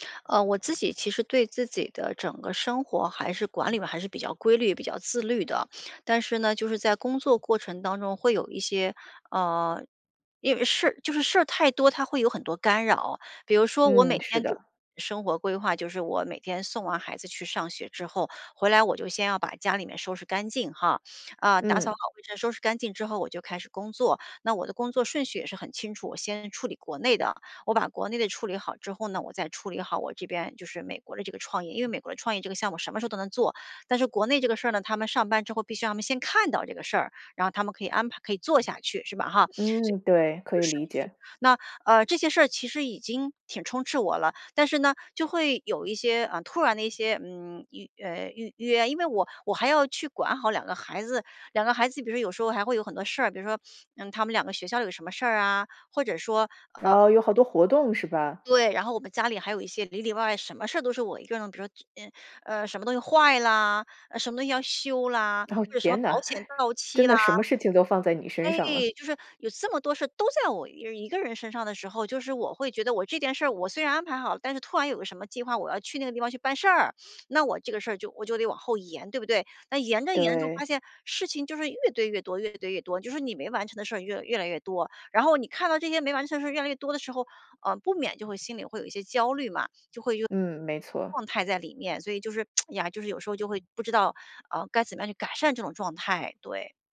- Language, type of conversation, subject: Chinese, advice, 我该如何为自己安排固定的自我照顾时间？
- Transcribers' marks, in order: other background noise; laughing while speaking: "哦，天哪"; laugh; tsk